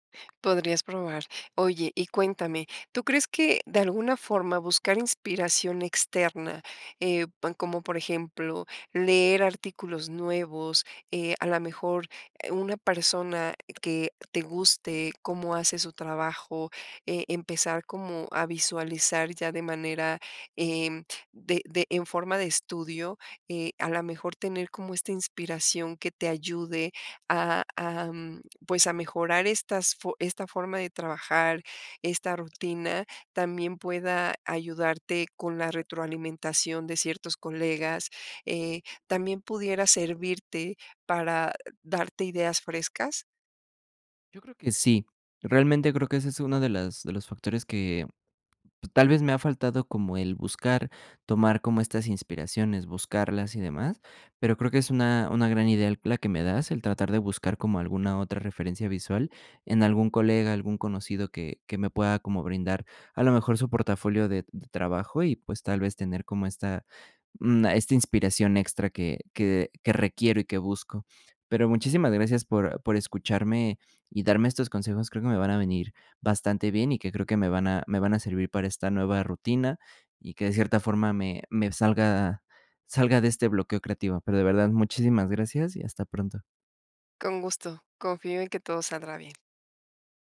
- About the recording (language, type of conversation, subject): Spanish, advice, ¿Cómo puedo generar ideas frescas para mi trabajo de todos los días?
- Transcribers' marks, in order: none